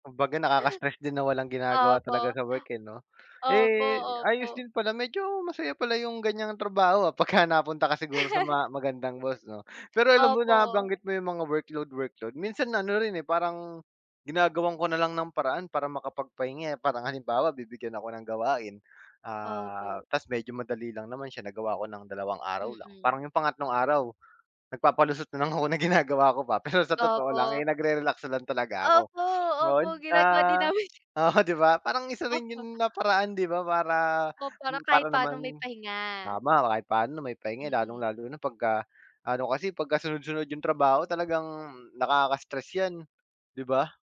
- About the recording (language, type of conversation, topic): Filipino, unstructured, Paano mo hinaharap ang stress sa trabaho?
- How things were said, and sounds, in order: laughing while speaking: "pagka"; chuckle; laughing while speaking: "na ginagawa ko pa. Pero sa"; laughing while speaking: "namin"; sniff; laughing while speaking: "oo 'di ba"